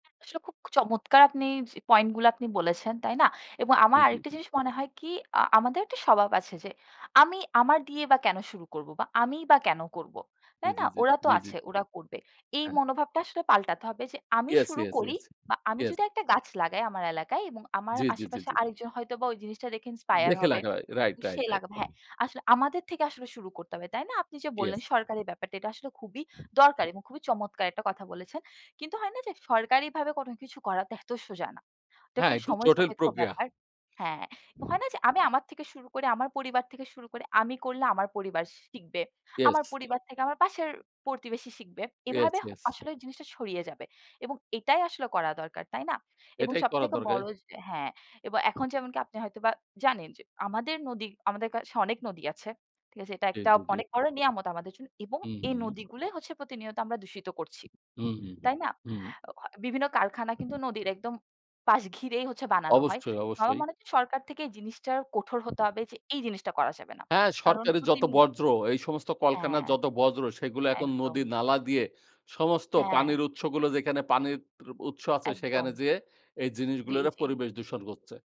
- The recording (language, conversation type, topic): Bengali, unstructured, পরিবেশের জন্য ক্ষতিকারক কাজ বন্ধ করতে আপনি অন্যদের কীভাবে রাজি করাবেন?
- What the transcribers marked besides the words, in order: other background noise; "কল-কারখানার" said as "কলকানার"; "বর্জ" said as "বজ্র"